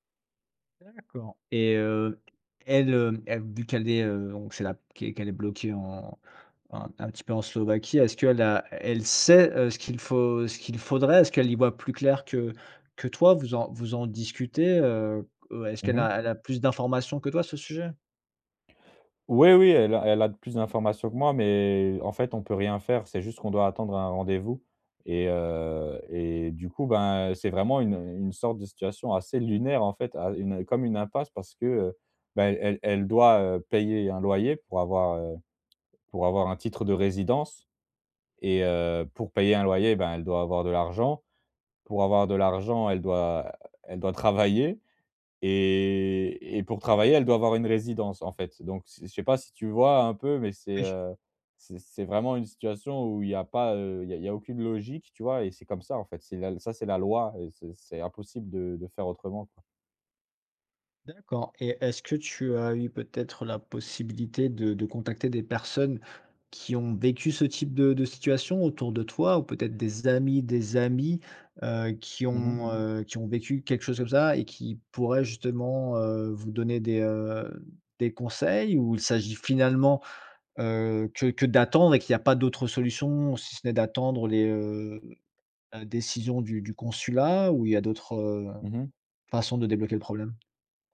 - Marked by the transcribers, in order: tapping; stressed: "sait"; drawn out: "Et"; stressed: "finalement"
- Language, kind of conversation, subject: French, advice, Comment aider quelqu’un en transition tout en respectant son autonomie ?